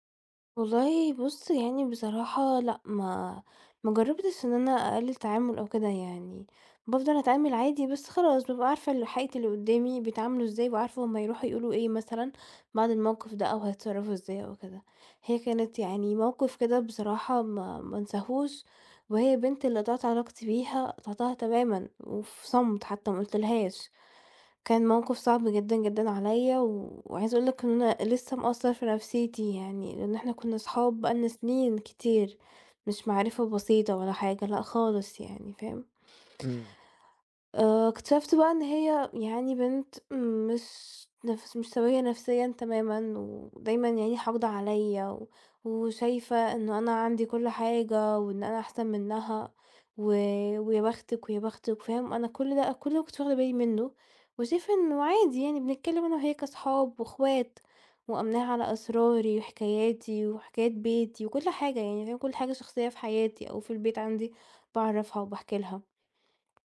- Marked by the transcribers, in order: tapping
- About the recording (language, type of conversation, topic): Arabic, advice, ليه بقبل أدخل في علاقات مُتعبة تاني وتالت؟